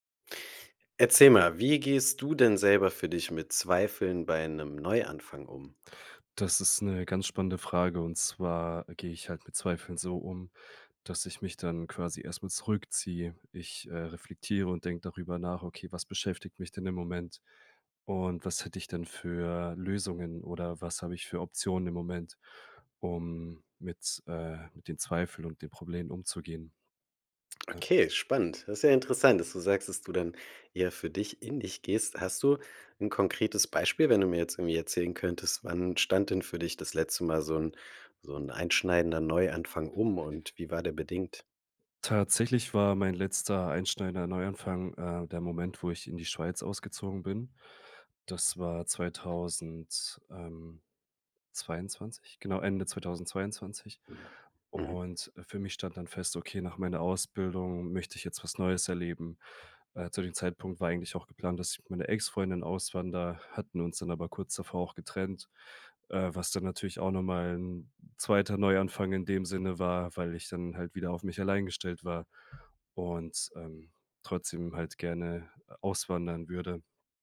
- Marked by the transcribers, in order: other noise; other background noise; "einschneidender" said as "einschneider"; tapping
- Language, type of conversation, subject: German, podcast, Wie gehst du mit Zweifeln bei einem Neuanfang um?